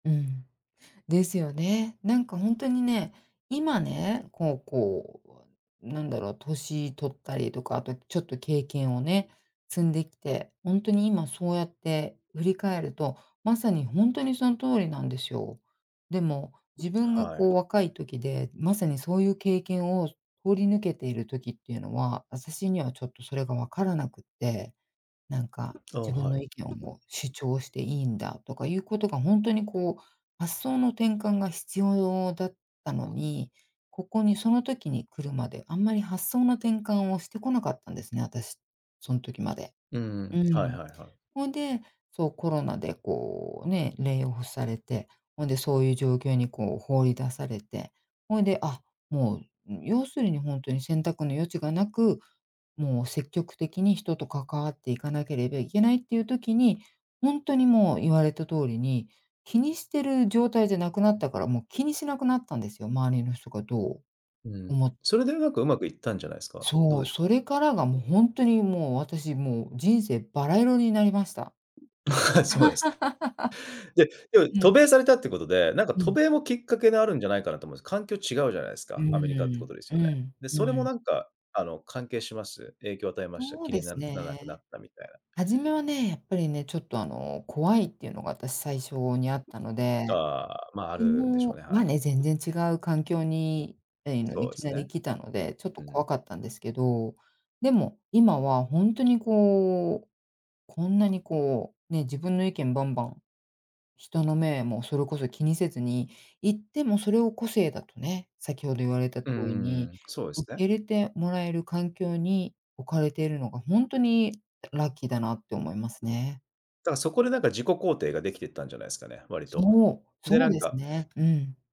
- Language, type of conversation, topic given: Japanese, podcast, 周りの目が気にならなくなるには、どうすればいいですか？
- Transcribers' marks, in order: other background noise; "私" said as "わさし"; tapping; chuckle; laugh